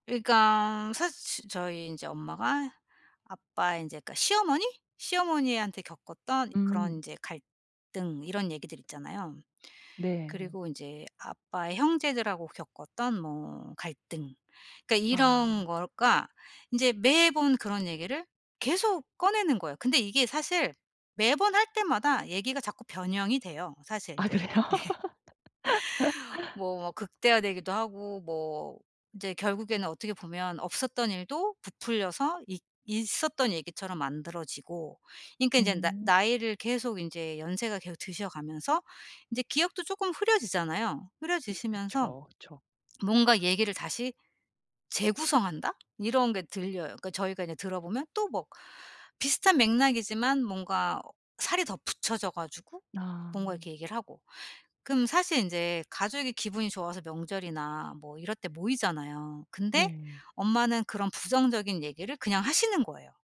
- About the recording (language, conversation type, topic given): Korean, advice, 대화 방식을 바꿔 가족 간 갈등을 줄일 수 있을까요?
- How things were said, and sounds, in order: laughing while speaking: "예"; laughing while speaking: "아 그래요?"; laugh; tapping